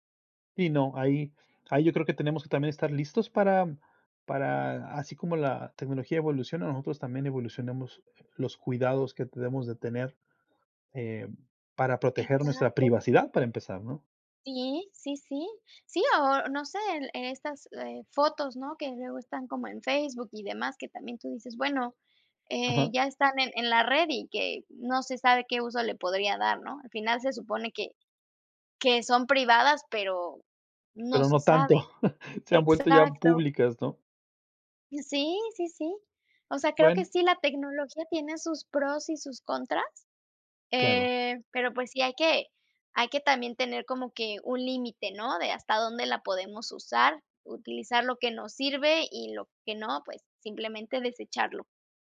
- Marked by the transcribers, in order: chuckle
- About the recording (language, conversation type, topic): Spanish, unstructured, ¿Cómo crees que la tecnología ha cambiado nuestra forma de comunicarnos?